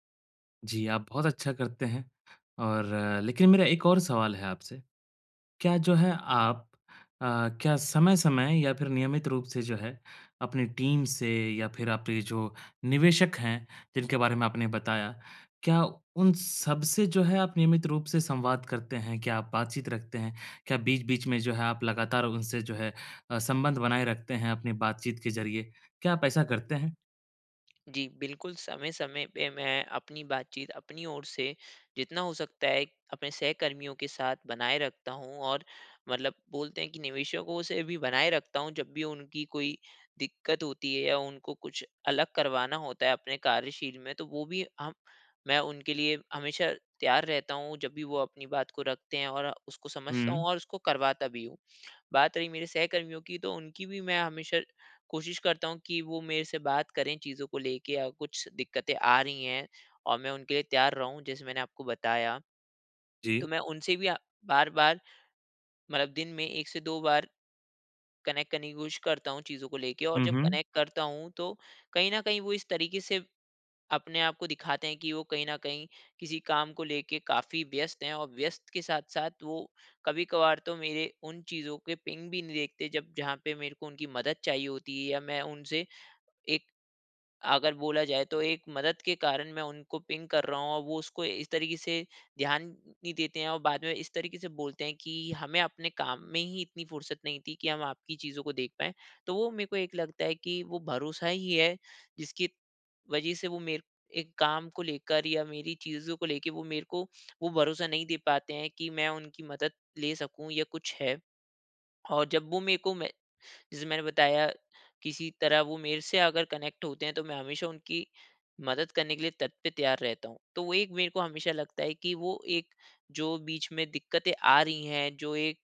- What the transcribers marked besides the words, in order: in English: "टीम"; lip smack; in English: "कनेक्ट"; in English: "कनेक्ट"; in English: "पिंग"; in English: "पिंग"; in English: "कनेक्ट"
- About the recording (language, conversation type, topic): Hindi, advice, सहकर्मियों और निवेशकों का भरोसा और समर्थन कैसे हासिल करूँ?